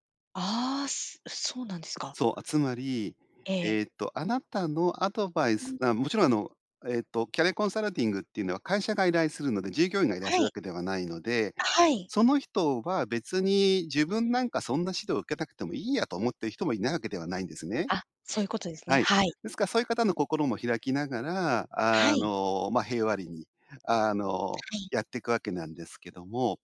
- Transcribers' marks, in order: sniff
- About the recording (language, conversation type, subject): Japanese, podcast, 質問をうまく活用するコツは何だと思いますか？